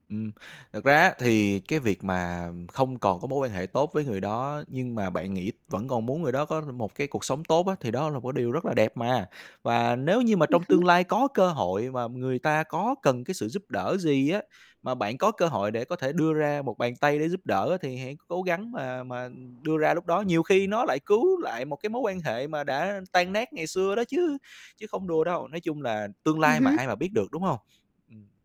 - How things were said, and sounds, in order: tapping; static; other background noise
- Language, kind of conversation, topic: Vietnamese, advice, Bạn đang tự trách mình vì sai lầm nào trong mối quan hệ này?
- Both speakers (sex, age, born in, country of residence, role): female, 18-19, Vietnam, Vietnam, user; male, 25-29, Vietnam, Vietnam, advisor